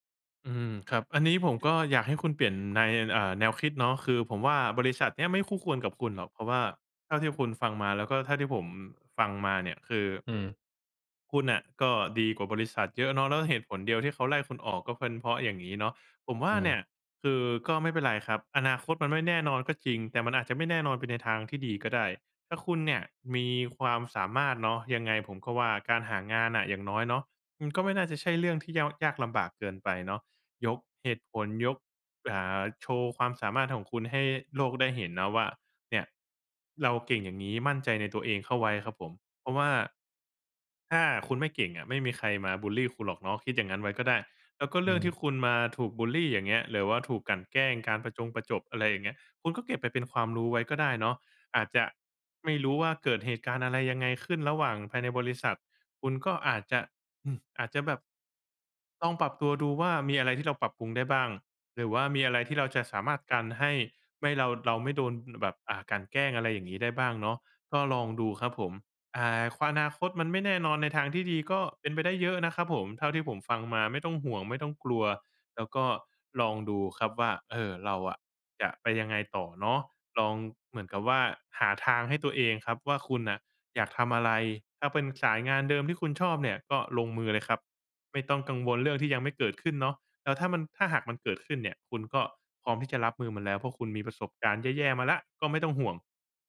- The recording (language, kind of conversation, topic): Thai, advice, คุณกลัวอนาคตที่ไม่แน่นอนและไม่รู้ว่าจะทำอย่างไรดีใช่ไหม?
- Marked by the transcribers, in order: "อนาคต" said as "นาคต"